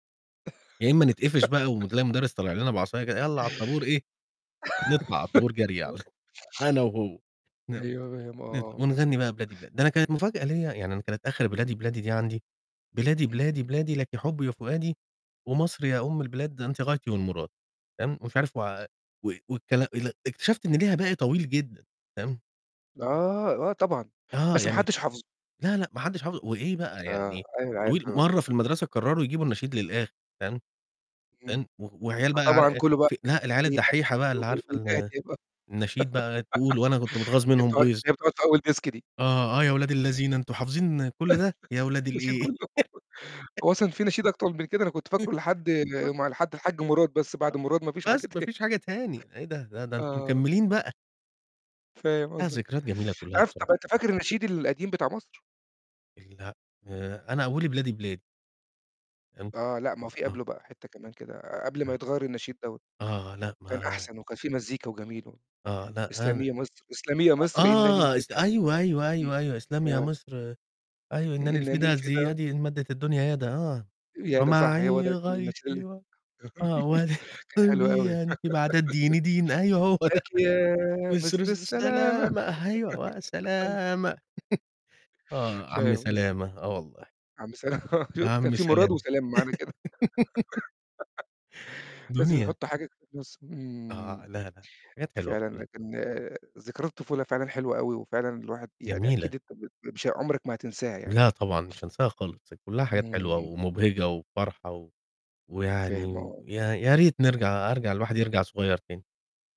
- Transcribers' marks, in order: laugh; laugh; other noise; tapping; unintelligible speech; unintelligible speech; laugh; in English: "Desk"; laugh; laughing while speaking: "نشيد كلّه"; laugh; laughing while speaking: "تاني"; other background noise; unintelligible speech; singing: "ومعي غايتي، و"; singing: "ولقلبي أنتِ بعد الدين، دين"; distorted speech; laugh; singing: "لكِ يا مَصر السلامة"; laughing while speaking: "ده"; singing: "مَصر الس السلامة، أيوه، وسلامة"; laugh; unintelligible speech; laugh; laughing while speaking: "سلا"; chuckle; laugh
- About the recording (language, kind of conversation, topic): Arabic, podcast, إيه الأغنية اللي بترجع لك ذكريات الطفولة؟